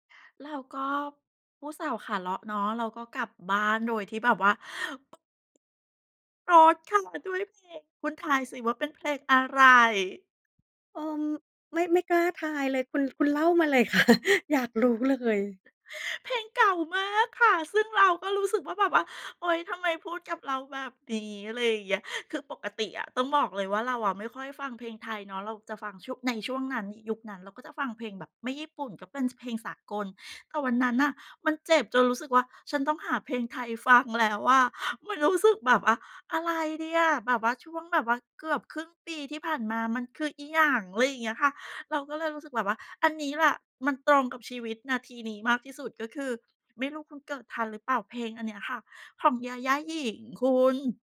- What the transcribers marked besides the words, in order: inhale; tapping; unintelligible speech; joyful: "เข้ามาด้วยเพลง คุณทายสิว่าเป็นเพลงอะไร ?"; laughing while speaking: "ค่ะ"; joyful: "เพลงเก่ามากค่ะ ซึ่งเราก็รู้สึกว่า แบบว่า"
- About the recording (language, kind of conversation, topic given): Thai, podcast, เพลงไหนพาให้คิดถึงความรักครั้งแรกบ้าง?